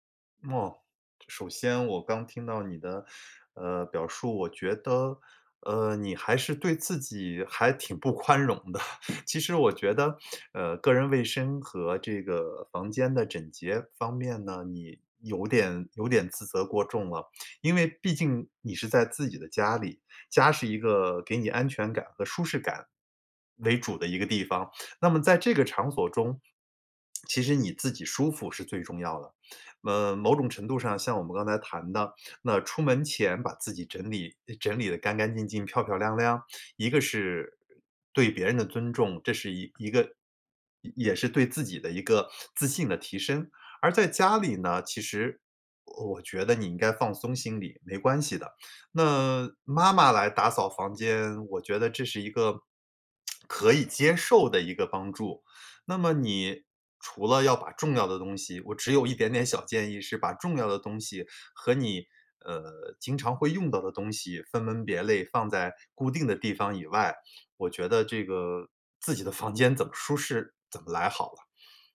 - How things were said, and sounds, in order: chuckle; other background noise; lip smack; lip smack
- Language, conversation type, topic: Chinese, advice, 你会因为太累而忽视个人卫生吗？